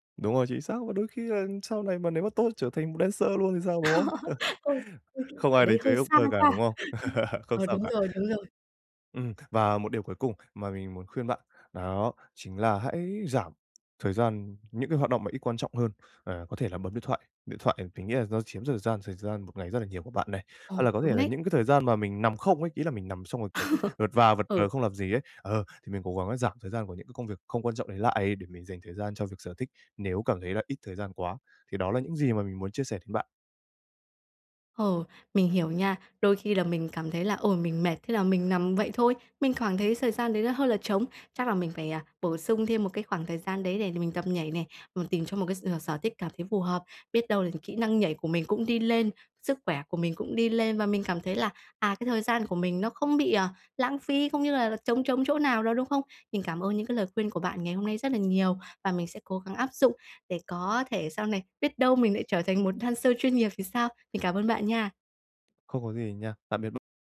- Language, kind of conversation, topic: Vietnamese, advice, Làm sao để tìm thời gian cho sở thích cá nhân của mình?
- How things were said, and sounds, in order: in English: "dancer"; laugh; unintelligible speech; laugh; tapping; laugh; in English: "dancer"